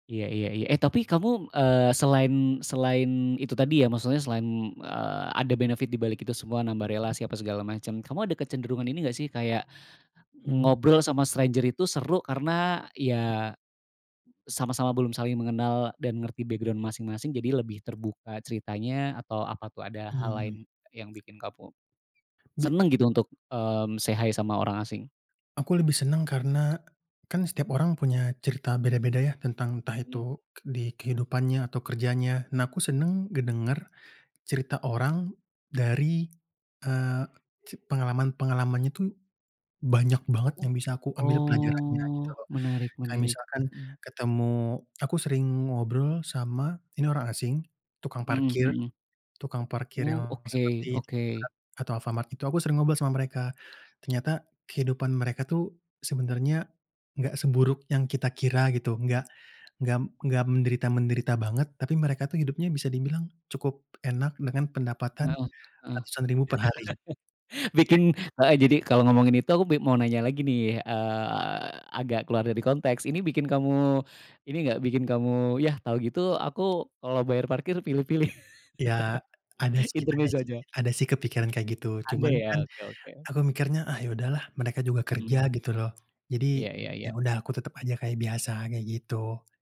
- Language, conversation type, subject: Indonesian, podcast, Bagaimana cara memulai obrolan dengan orang asing?
- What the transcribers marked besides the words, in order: in English: "benefit"; in English: "stranger"; other background noise; in English: "background"; lip smack; in English: "say hi"; drawn out: "oh"; chuckle; tapping; laughing while speaking: "pilih-pilih?"